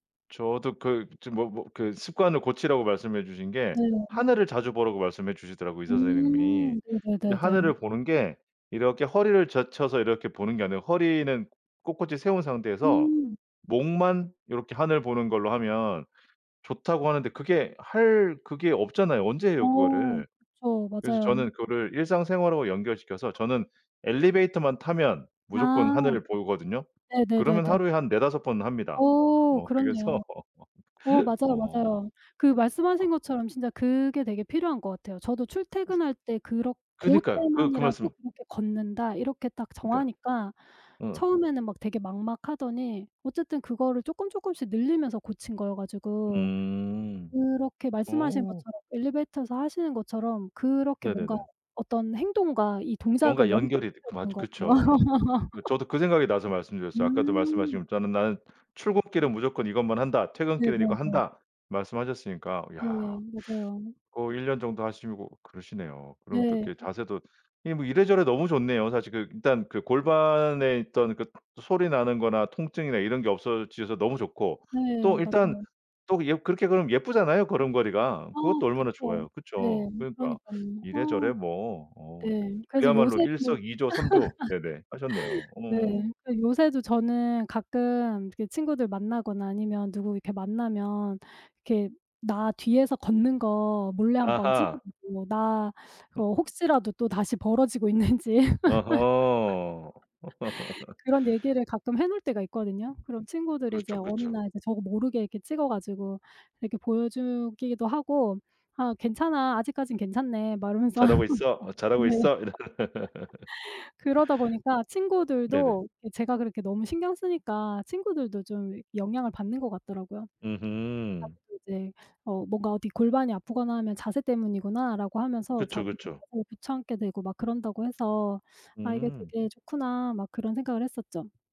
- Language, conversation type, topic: Korean, podcast, 나쁜 습관을 끊고 새 습관을 만드는 데 어떤 방법이 가장 효과적이었나요?
- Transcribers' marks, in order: other background noise; tapping; laugh; other noise; laugh; laugh; laughing while speaking: "벌어지고 있는지"; laugh; laugh; laugh; laugh